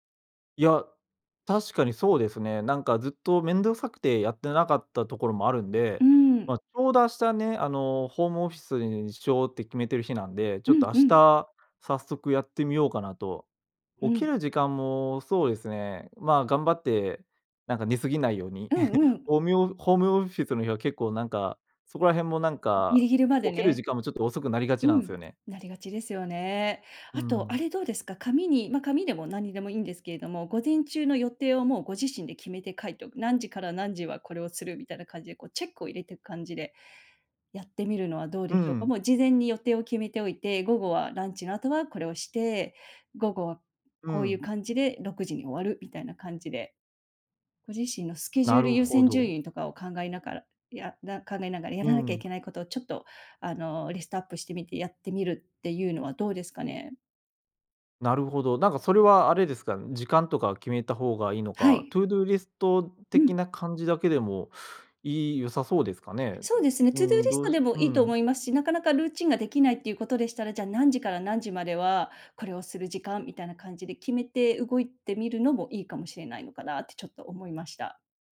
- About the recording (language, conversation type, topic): Japanese, advice, ルーチンがなくて時間を無駄にしていると感じるのはなぜですか？
- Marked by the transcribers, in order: chuckle